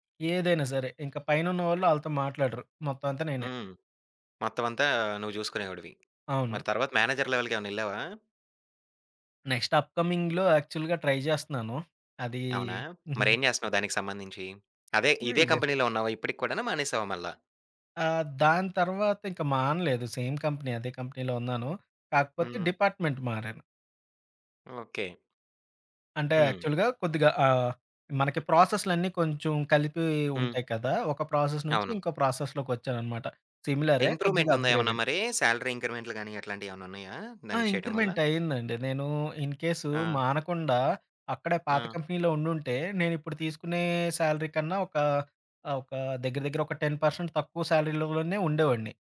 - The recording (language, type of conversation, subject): Telugu, podcast, ఒక ఉద్యోగం నుంచి తప్పుకోవడం నీకు విజయానికి తొలి అడుగేనని అనిపిస్తుందా?
- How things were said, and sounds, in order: other background noise; in English: "మేనేజర్ లెవెల్‌కి"; in English: "నెక్స్ట్ అప్‌కమింగ్‌లో యాక్చువల్‌గా ట్రై"; giggle; in English: "కంపెనీ‌లో"; in English: "సేమ్ కంపెనీ"; in English: "కంపెనీ‌లో"; in English: "డిపార్ట్‌మెంట్"; in English: "యాక్చువల్‌గా"; in English: "ప్రాసెస్"; tapping; in English: "ప్రాసెస్"; in English: "ప్రాసెస్‌లోకొచ్చానన్నమాట"; in English: "ఇంప్రూవ్‌మెంట్"; in English: "అప్ గ్రేడెడ్"; in English: "సాలరీ"; in English: "ఇంక్రిమెంట్"; in English: "కంపెనీలో"; in English: "సాలరీ"; in English: "టెన్ పర్సెంట్"; in English: "సాలరీ"